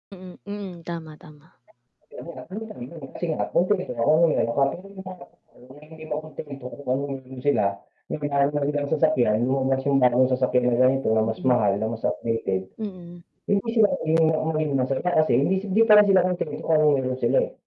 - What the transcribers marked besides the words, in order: distorted speech; unintelligible speech; unintelligible speech; unintelligible speech; unintelligible speech
- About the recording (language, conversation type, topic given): Filipino, unstructured, Paano mo ipaliliwanag ang konsepto ng tagumpay sa isang simpleng usapan?